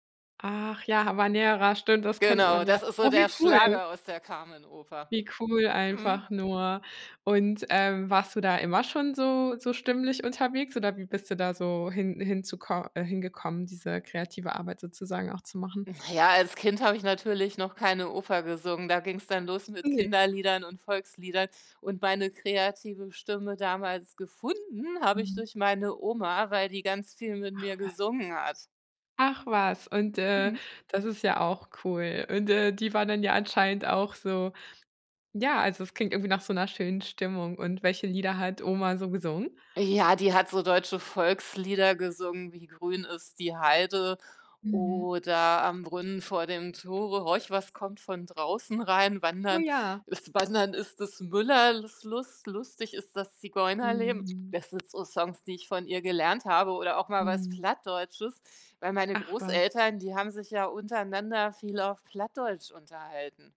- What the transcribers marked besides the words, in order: other background noise
- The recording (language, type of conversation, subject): German, podcast, Wie entwickelst du eine eigene kreative Stimme?